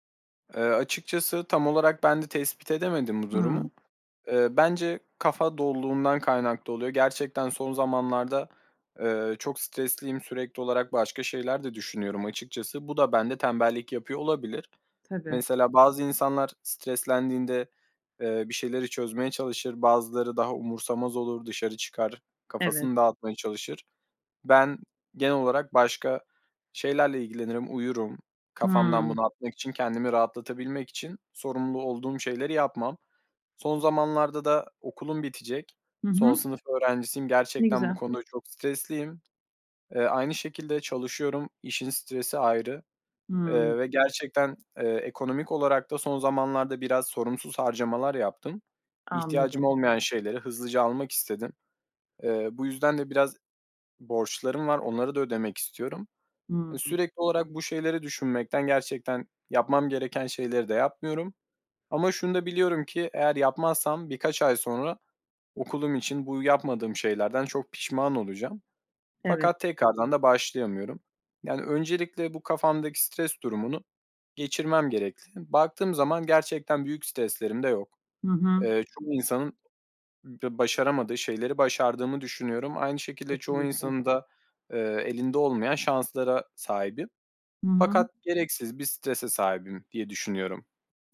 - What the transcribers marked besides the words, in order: tapping
- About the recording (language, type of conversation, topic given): Turkish, advice, Sürekli erteleme yüzünden hedeflerime neden ulaşamıyorum?
- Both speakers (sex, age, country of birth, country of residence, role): female, 40-44, Turkey, Hungary, advisor; male, 20-24, Turkey, Poland, user